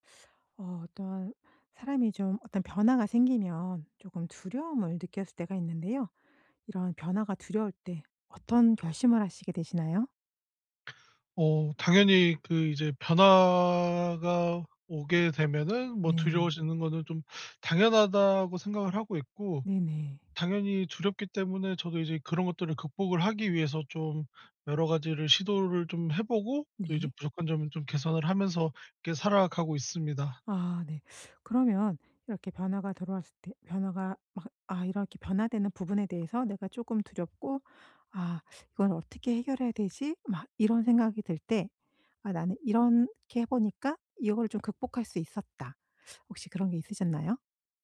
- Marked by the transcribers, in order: other background noise
- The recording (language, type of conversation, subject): Korean, podcast, 변화가 두려울 때 어떻게 결심하나요?